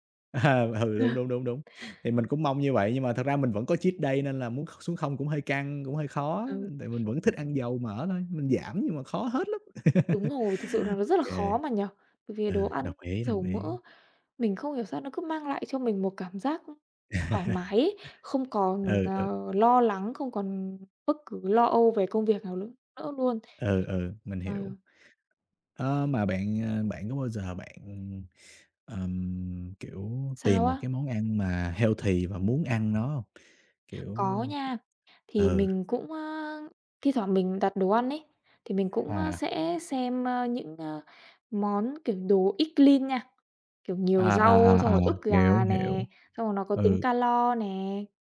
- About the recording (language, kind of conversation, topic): Vietnamese, unstructured, Bạn nghĩ sao về việc ăn quá nhiều đồ chiên giòn có thể gây hại cho sức khỏe?
- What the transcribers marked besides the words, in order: laughing while speaking: "À, ừ"; laughing while speaking: "Ờ"; unintelligible speech; in English: "cheat day"; other background noise; laugh; laugh; tapping; "nữa" said as "lữa"; in English: "healthy"; in English: "eat clean"